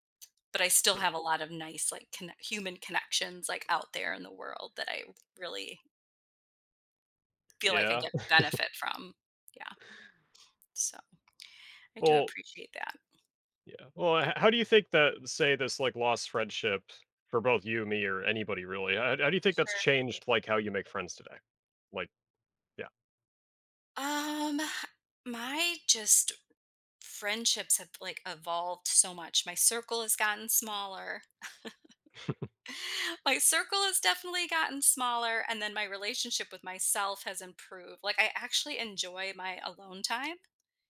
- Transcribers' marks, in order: other background noise; chuckle; tapping; chuckle
- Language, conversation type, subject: English, unstructured, What lost friendship do you sometimes think about?